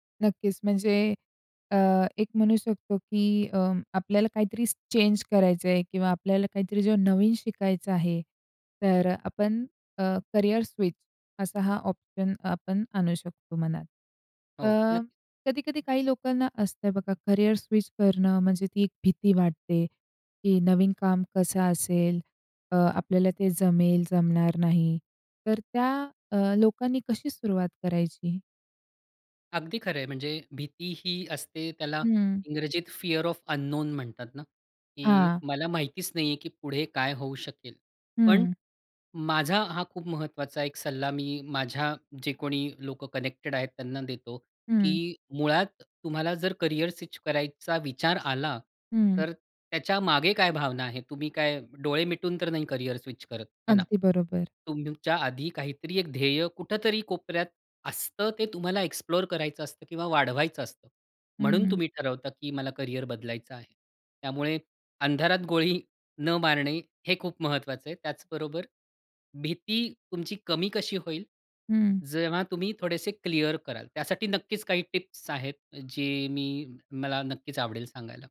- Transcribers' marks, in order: in English: "चेंज"; in English: "फिअर ऑफ अन्नोन"; in English: "कनेक्टेड"
- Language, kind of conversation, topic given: Marathi, podcast, करिअर बदलायचं असलेल्या व्यक्तीला तुम्ही काय सल्ला द्याल?